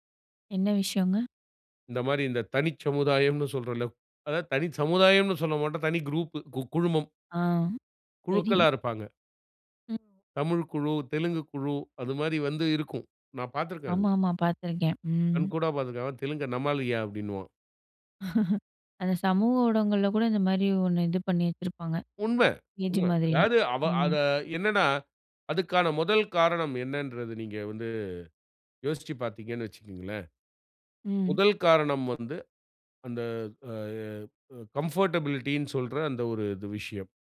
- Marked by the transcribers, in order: in English: "குரூப்பு"; other background noise; laugh; in English: "கம்ஃபர்ட்டபிலிட்டினு"
- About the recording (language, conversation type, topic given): Tamil, podcast, மொழி உங்கள் தனிச்சமுதாயத்தை எப்படிக் கட்டமைக்கிறது?